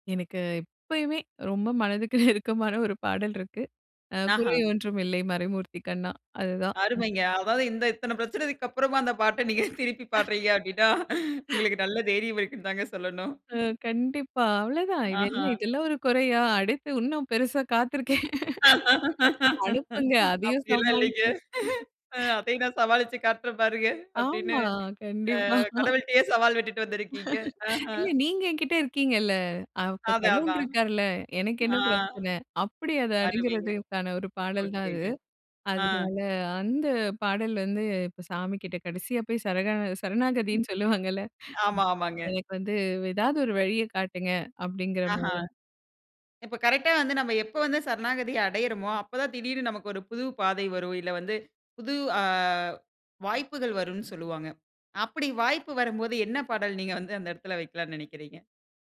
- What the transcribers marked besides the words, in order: laughing while speaking: "நெருக்கமான ஒரு பாடல் இருக்கு"; laughing while speaking: "இந்த இத்தன பிரச்சனக்கு அப்பறமா அந்த … இருக்குன்னு தாங்க சொல்லணும்"; laugh; other noise; laughing while speaking: "அப்டிலாம் இல்லைங்க. அ அதயும் நான் … சவால் விட்டுட்டு வந்திருக்கீங்க"; laugh; laugh; laugh
- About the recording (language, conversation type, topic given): Tamil, podcast, உங்கள் கடந்த ஆண்டுக்குப் பின்னணி இசை இருந்தால், அது எப்படிப் இருக்கும்?